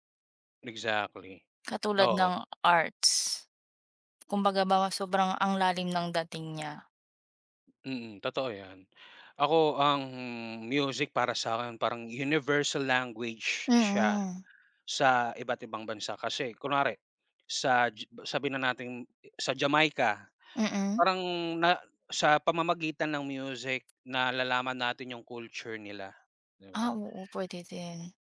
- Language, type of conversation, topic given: Filipino, unstructured, Paano ka naaapektuhan ng musika sa araw-araw?
- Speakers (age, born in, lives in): 20-24, Philippines, Philippines; 30-34, Philippines, Philippines
- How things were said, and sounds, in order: other background noise; in English: "universal language"